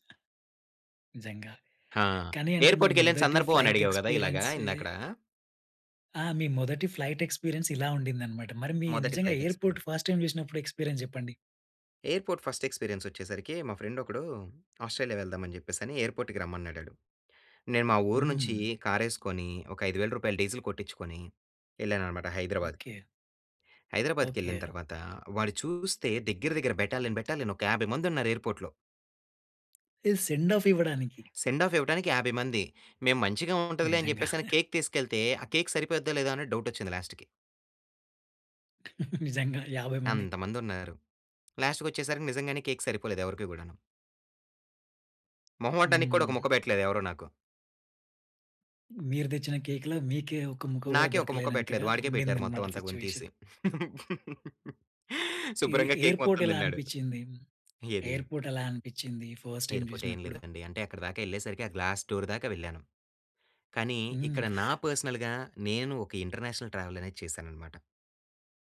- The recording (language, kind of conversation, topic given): Telugu, podcast, ఒకసారి మీ విమానం తప్పిపోయినప్పుడు మీరు ఆ పరిస్థితిని ఎలా ఎదుర్కొన్నారు?
- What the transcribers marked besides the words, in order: tapping; in English: "ఎయిర్పోర్ట్‌కి"; in English: "ఫ్లైట్"; in English: "ఫ్లైట్ ఎక్స్‌పిరియన్స్"; in English: "ఎయిర్‌పో‌ర్ట్ ఫస్ట్ టైమ్"; in English: "ఫ్లైట్ ఎక్స్పీరియన్స్"; in English: "ఎక్స్‌పి‌రియన్స్"; in English: "ఎయిర్పోర్ట్ ఫస్ట్ ఎక్స్పీరియన్స్"; in English: "ఫ్రెండ్"; in English: "ఎయిర్పోర్ట్‌కి"; in English: "బెటాలియన్ బెటాలియన్"; in English: "ఎయిర్పోర్ట్‌లో"; unintelligible speech; in English: "సెండ్ ఆఫ్"; in English: "సెండ్ ఆఫ్"; in English: "కేక్"; chuckle; in English: "కేక్"; in English: "డౌట్"; in English: "లాస్ట్‌కి"; laughing while speaking: "నిజంగా యాభై మందికి"; in English: "లాస్ట్‌కి"; in English: "కేక్"; in English: "కేక్‌ల"; in English: "సిట్యుయేషన్"; unintelligible speech; laughing while speaking: "శుభ్రంగా కేక్ మొత్తం తిన్నాడు"; in English: "కేక్"; in English: "ఎయిర్‌పోర్ట్"; in English: "ఎయిర్‌పోర్ట్"; in English: "ఫస్ట్ టైమ్"; in English: "ఎయిర్‌పోర్ట్"; in English: "గ్లాస్ డోర్"; other background noise; in English: "పర్సనల్‌గ"; in English: "ఇంటర్నేషనల్ ట్రావెల్"